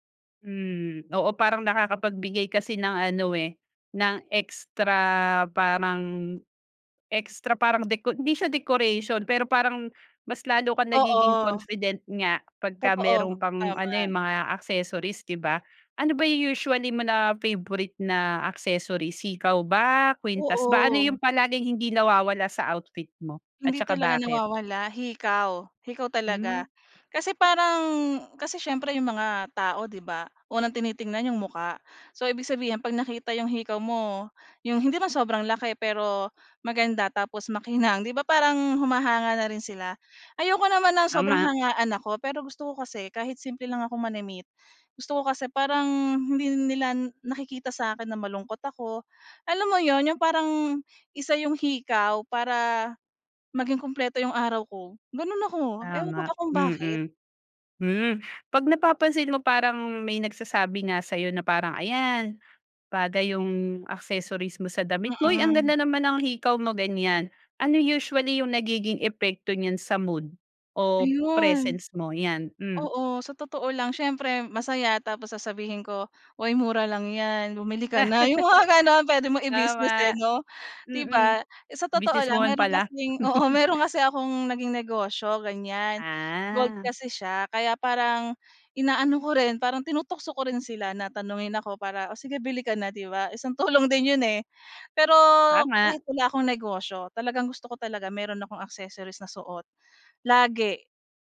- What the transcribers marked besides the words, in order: other background noise; tapping; laugh; laughing while speaking: "oo"; chuckle
- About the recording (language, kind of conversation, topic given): Filipino, podcast, Paano nakakatulong ang mga palamuti para maging mas makahulugan ang estilo mo kahit simple lang ang damit?